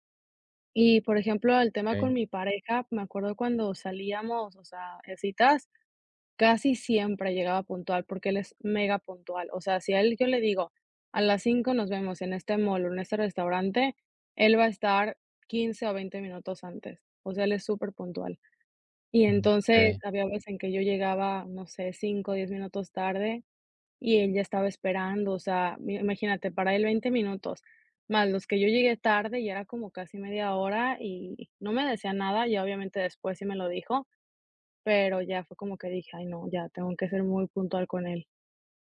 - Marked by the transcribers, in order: other background noise
- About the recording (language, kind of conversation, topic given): Spanish, advice, ¿Cómo puedo dejar de llegar tarde con frecuencia a mis compromisos?